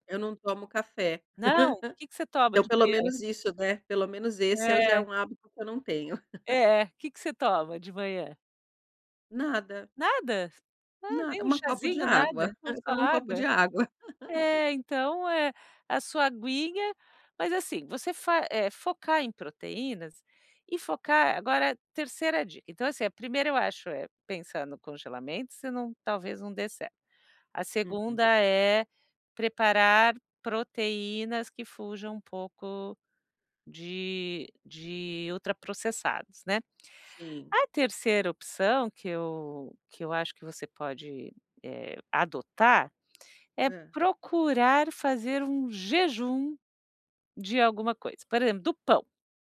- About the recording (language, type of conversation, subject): Portuguese, advice, Como equilibrar praticidade e saúde ao escolher alimentos industrializados?
- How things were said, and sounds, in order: chuckle; tapping; laugh